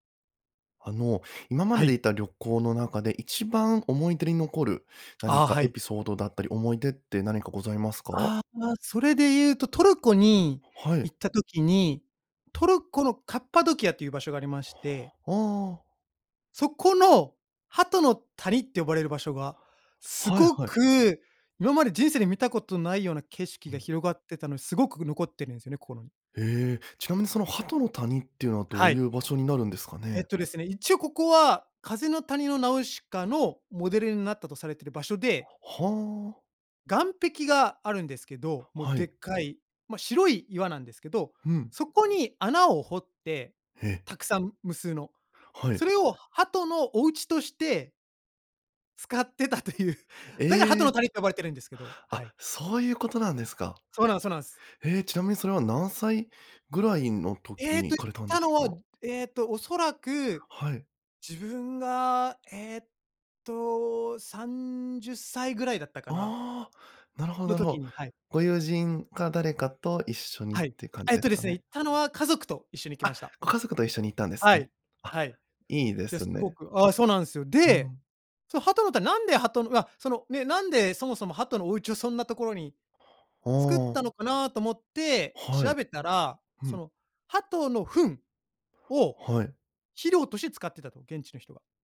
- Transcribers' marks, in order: other background noise; laughing while speaking: "使ってたという"; tapping; stressed: "糞"
- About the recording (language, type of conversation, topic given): Japanese, podcast, 一番心に残っている旅のエピソードはどんなものでしたか？